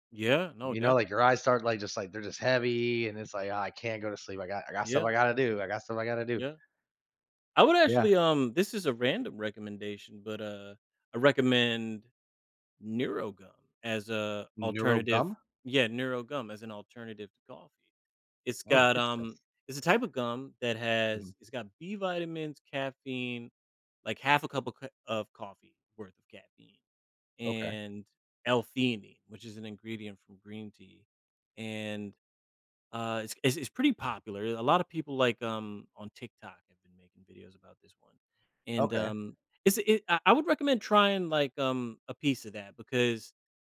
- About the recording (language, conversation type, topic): English, advice, How can I make my leisure time feel more satisfying when I often feel restless?
- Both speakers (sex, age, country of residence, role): male, 35-39, United States, advisor; male, 35-39, United States, user
- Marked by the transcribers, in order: none